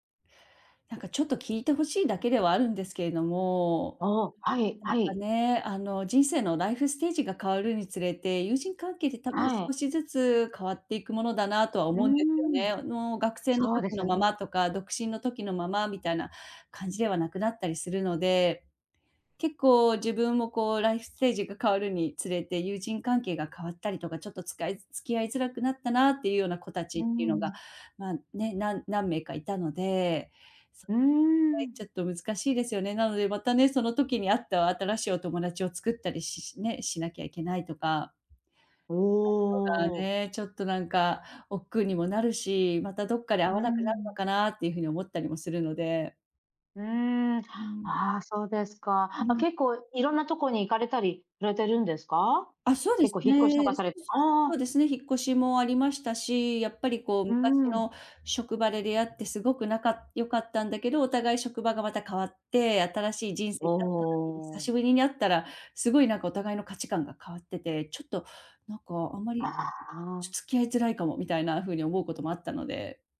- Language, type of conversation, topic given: Japanese, advice, 友人関係が変わって新しい交友関係を作る必要があると感じるのはなぜですか？
- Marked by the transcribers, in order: none